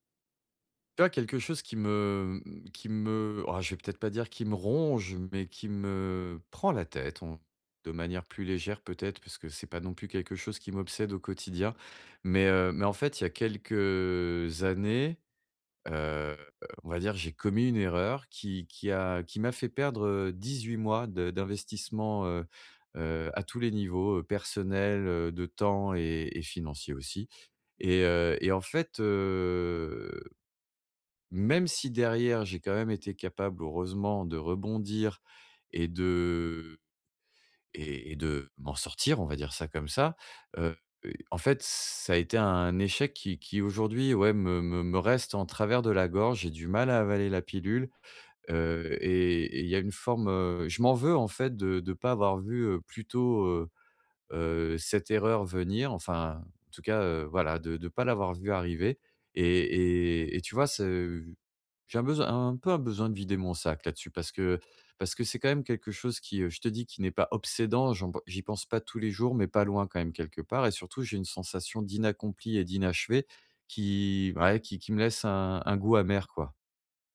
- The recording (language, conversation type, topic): French, advice, Comment gérer la culpabilité après avoir fait une erreur ?
- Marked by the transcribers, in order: stressed: "ronge"; drawn out: "heu"; stressed: "obsédant"